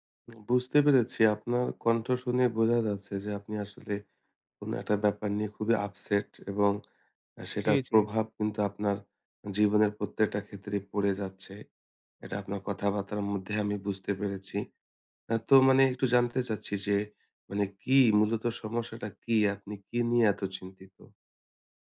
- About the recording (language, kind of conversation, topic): Bengali, advice, রাত জেগে থাকার ফলে সকালে অতিরিক্ত ক্লান্তি কেন হয়?
- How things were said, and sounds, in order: in English: "upset"; "কথাবার্তা" said as "কথাবাত্রা"